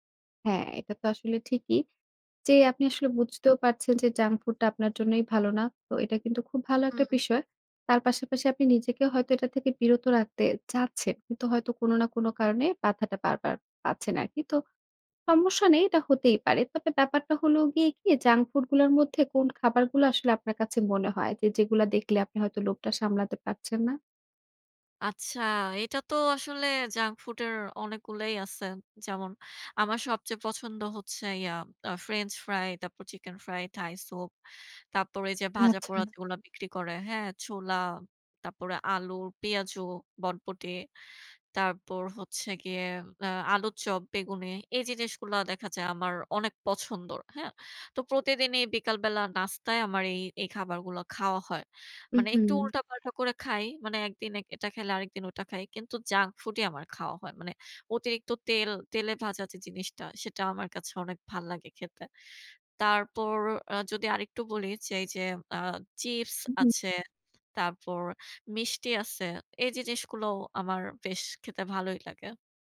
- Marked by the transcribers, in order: in English: "junk food"; "সমস্যা" said as "তমস্যা"; in English: "junk food"; in English: "junk food"; in English: "junk food"; "জিনিসগুলোও" said as "জিসগুলোও"
- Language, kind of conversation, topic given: Bengali, advice, জাঙ্ক ফুড থেকে নিজেকে বিরত রাখা কেন এত কঠিন লাগে?